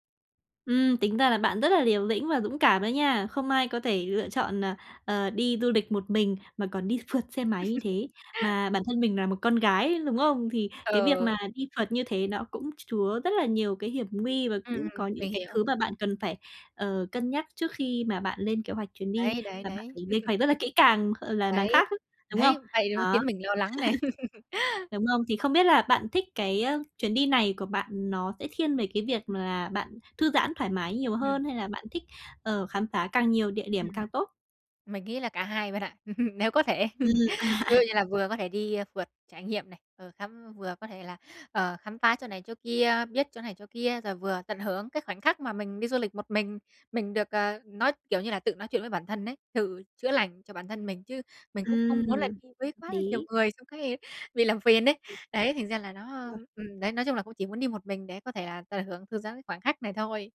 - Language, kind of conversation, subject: Vietnamese, advice, Làm thế nào để lập kế hoạch cho một chuyến đi vui vẻ?
- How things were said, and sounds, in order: tapping; laugh; laugh; laugh; other background noise; unintelligible speech; laugh; unintelligible speech; unintelligible speech